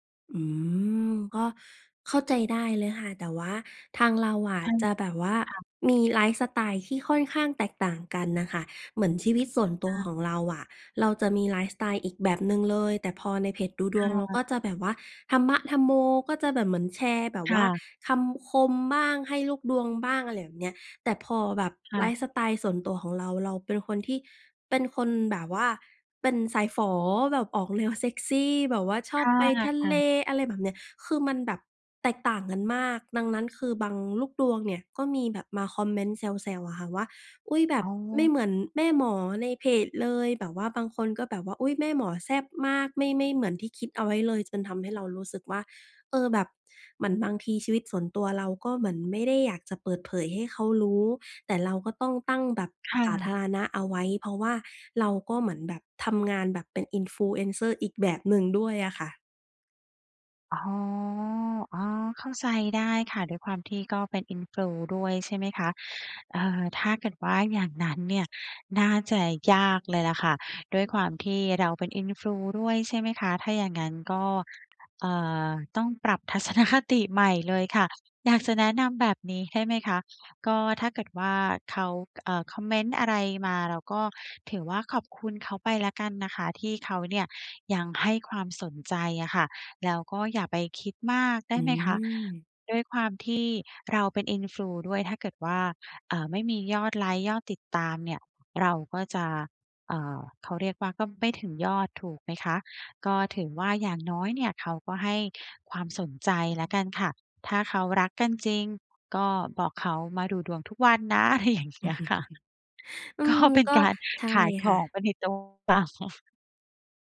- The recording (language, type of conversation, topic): Thai, advice, ฉันควรเริ่มอย่างไรเพื่อแยกงานกับชีวิตส่วนตัวให้ดีขึ้น?
- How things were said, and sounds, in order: tapping; other background noise; laughing while speaking: "ทัศนคติ"; chuckle; laughing while speaking: "อะไรอย่างเงี้ย"; laughing while speaking: "ก็"; chuckle